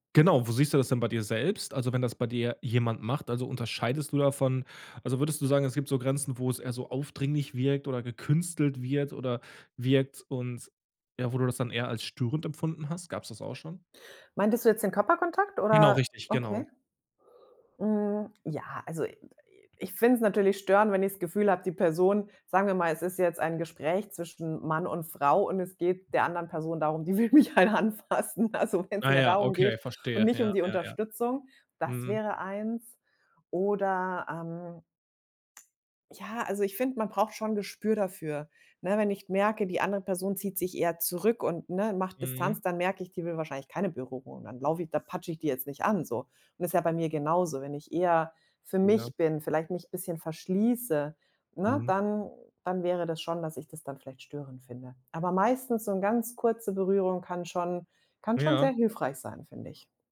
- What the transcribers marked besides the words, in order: other background noise; laughing while speaking: "die will mich halt anfassen. Also, wenn's"
- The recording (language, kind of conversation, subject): German, podcast, Wie hörst du aktiv zu, ohne zu unterbrechen?